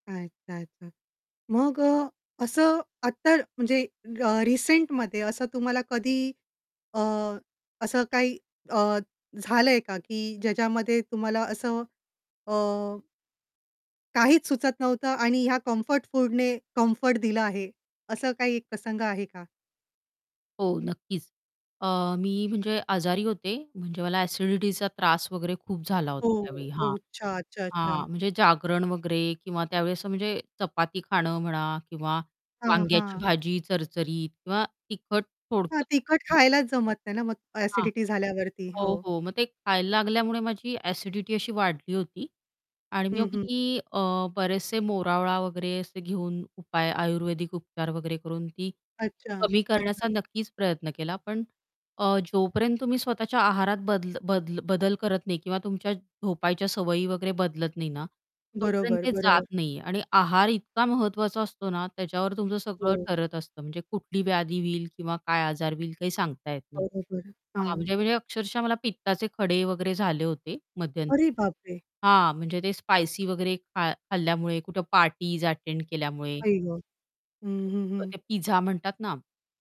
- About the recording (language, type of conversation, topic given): Marathi, podcast, तुझा आवडता दिलासा देणारा पदार्थ कोणता आहे आणि तो तुला का आवडतो?
- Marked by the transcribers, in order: static; distorted speech; other background noise; tapping; in English: "अटेंड"; unintelligible speech